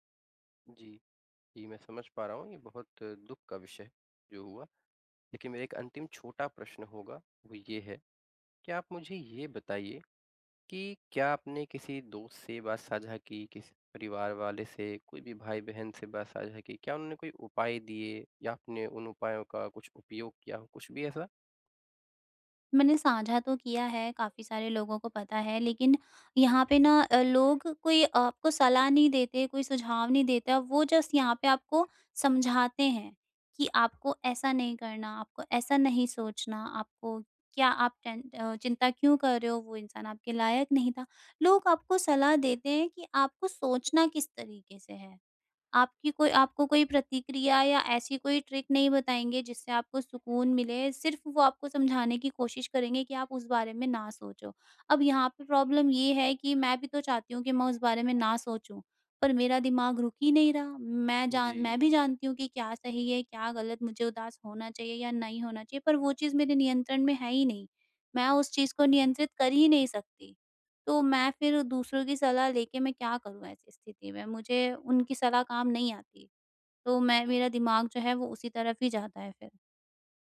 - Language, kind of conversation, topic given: Hindi, advice, मैं तीव्र तनाव के दौरान तुरंत राहत कैसे पा सकता/सकती हूँ?
- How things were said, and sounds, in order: in English: "जस्ट"; in English: "ट्रिक"; in English: "प्रॉब्लम"; other background noise